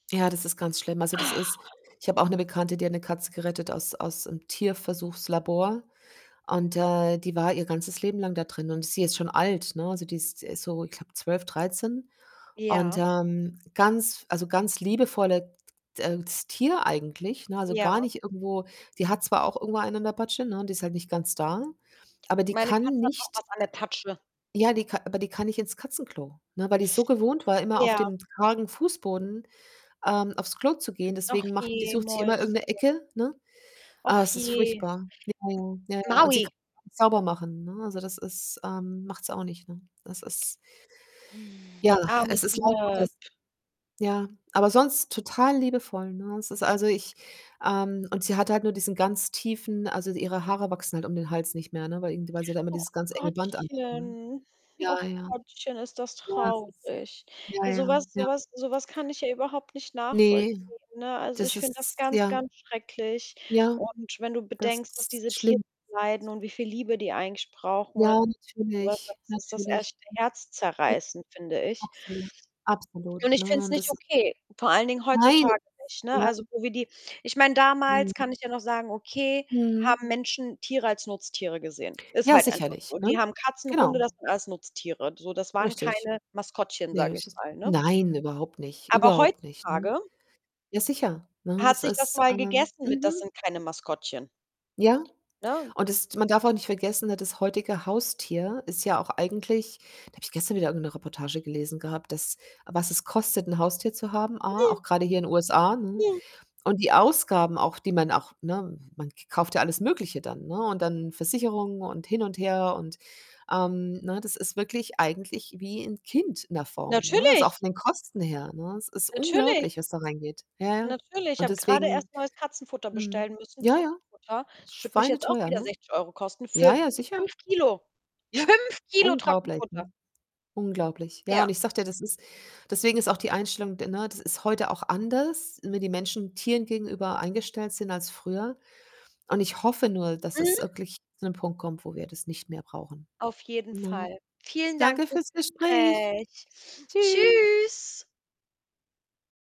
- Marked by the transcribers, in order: sigh; other noise; distorted speech; sigh; static; sad: "Och Gottchen, och Gottchen, ist … ganz, ganz schrecklich"; other background noise; tapping; stressed: "fünf"; joyful: "Danke fürs Gespräch. Tschü"; joyful: "Tschüss"
- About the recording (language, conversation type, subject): German, unstructured, Wie stehst du zu Tierversuchen in der Forschung?